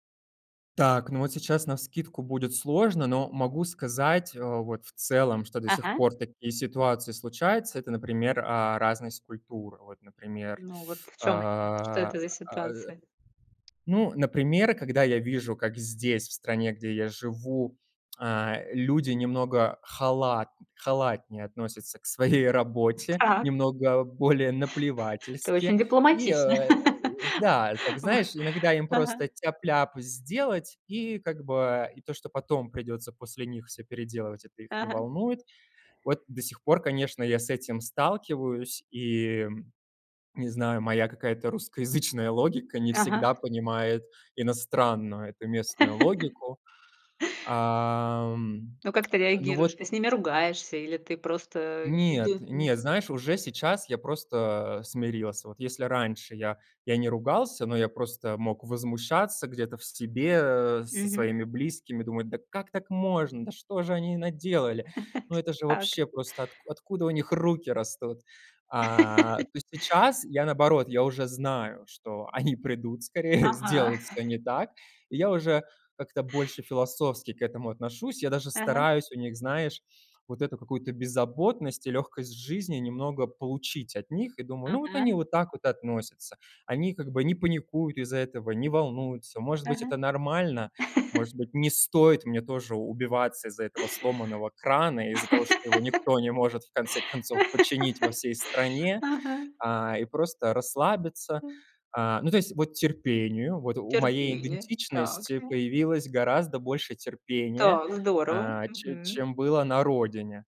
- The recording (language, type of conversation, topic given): Russian, podcast, Как миграция или переезд повлияли на ваше чувство идентичности?
- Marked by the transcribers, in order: tapping; lip smack; laughing while speaking: "к своей"; laughing while speaking: "Так"; chuckle; laugh; laughing while speaking: "русскоязычная"; chuckle; unintelligible speech; chuckle; laugh; laughing while speaking: "они"; laughing while speaking: "скорее"; chuckle; chuckle; laugh; other noise; background speech